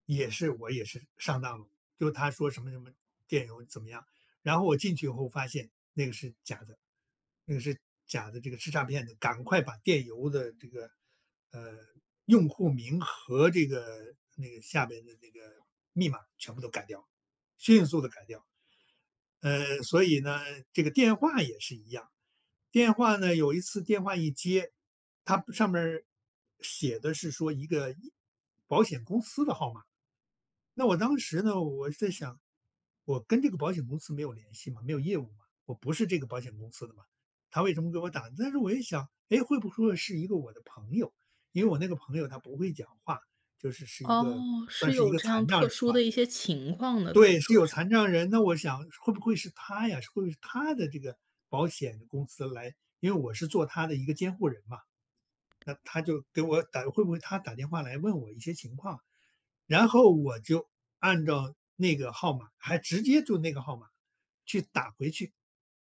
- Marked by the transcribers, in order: other background noise
- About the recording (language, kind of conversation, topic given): Chinese, podcast, 遇到网络诈骗时，你通常会怎么应对？